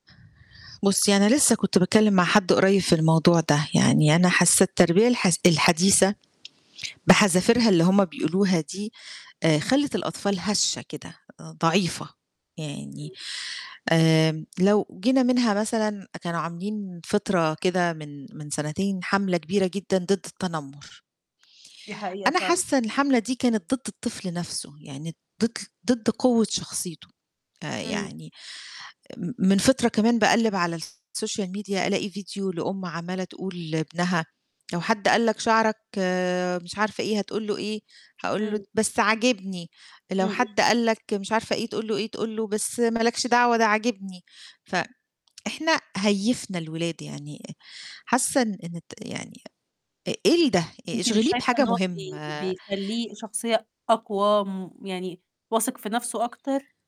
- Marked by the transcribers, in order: static; distorted speech; tapping; in English: "الsocial media"
- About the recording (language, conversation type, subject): Arabic, podcast, إزاي الجد والجدة يشاركوا في تربية الأولاد بشكل صحي؟